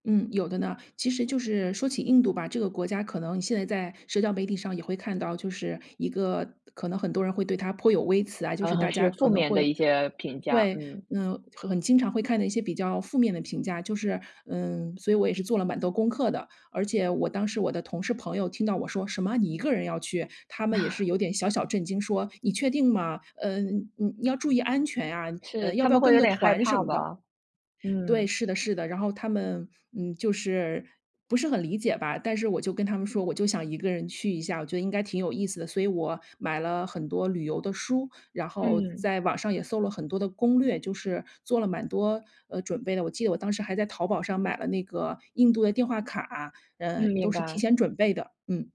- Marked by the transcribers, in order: chuckle
- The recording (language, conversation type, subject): Chinese, podcast, 有没有哪次经历让你特别难忘？